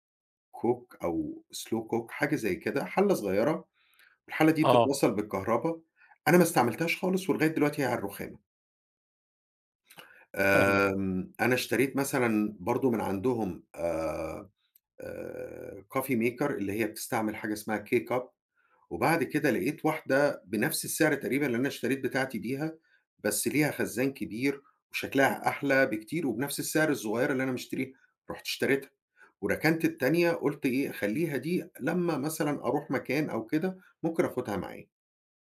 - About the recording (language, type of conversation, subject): Arabic, advice, إزاي الشراء الاندفاعي أونلاين بيخلّيك تندم ويدخّلك في مشاكل مالية؟
- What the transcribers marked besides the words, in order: in English: "cook"; in English: "slow cook"; other background noise; in English: "coffee maker"; in English: "K-Cup"